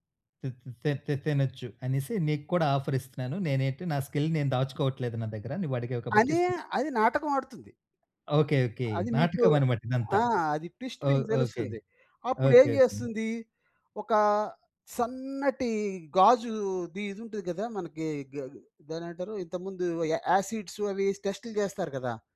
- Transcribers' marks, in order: in English: "స్కిల్"; in English: "ట్విస్ట్"; in English: "య యాసిడ్స్"
- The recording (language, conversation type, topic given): Telugu, podcast, మీరు కుటుంబ విలువలను కాపాడుకోవడానికి ఏ ఆచరణలను పాటిస్తారు?